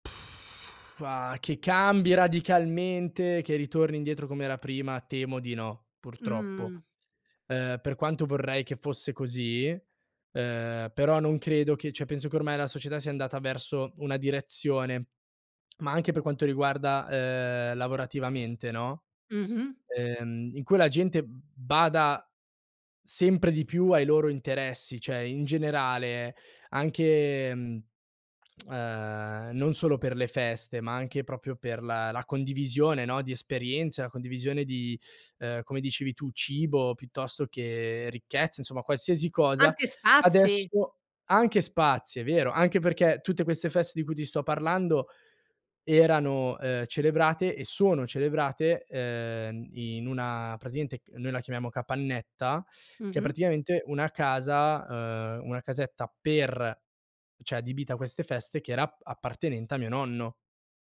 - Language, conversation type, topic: Italian, podcast, Quali piccoli gesti tengono viva una comunità?
- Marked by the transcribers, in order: lip trill; "cioè" said as "ceh"; "Cioè" said as "ceh"; lip smack; "proprio" said as "propio"; "cioè" said as "ceh"